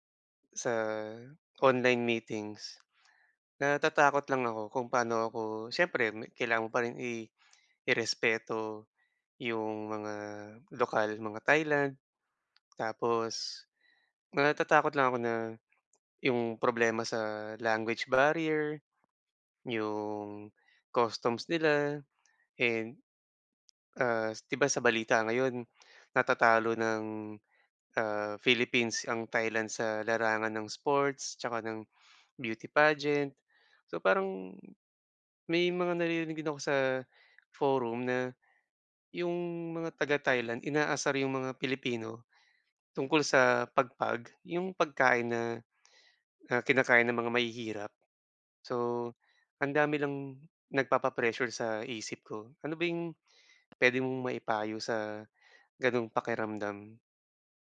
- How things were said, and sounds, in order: in English: "language barrier"
- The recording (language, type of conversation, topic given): Filipino, advice, Paano ako makikipag-ugnayan sa lokal na administrasyon at mga tanggapan dito?